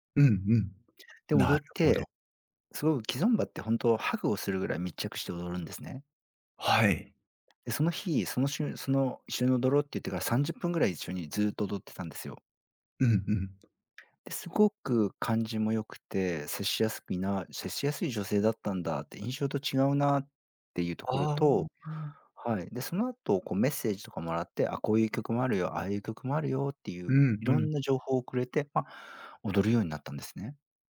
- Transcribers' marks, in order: "すごく" said as "すおう"; tapping; other background noise
- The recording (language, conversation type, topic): Japanese, advice, 信頼を損なう出来事があり、不安を感じていますが、どうすればよいですか？